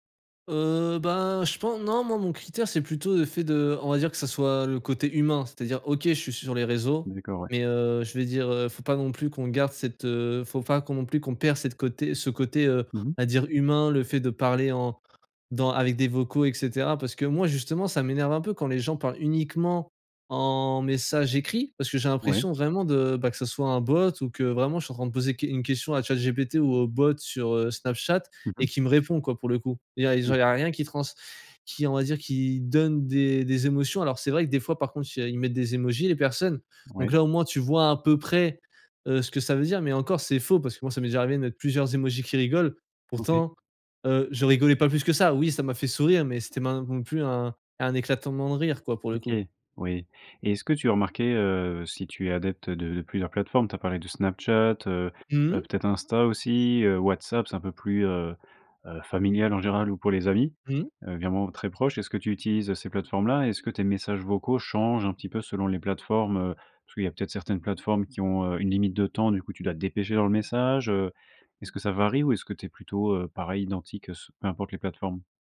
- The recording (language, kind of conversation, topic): French, podcast, Comment les réseaux sociaux ont-ils changé ta façon de parler ?
- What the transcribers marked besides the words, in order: other background noise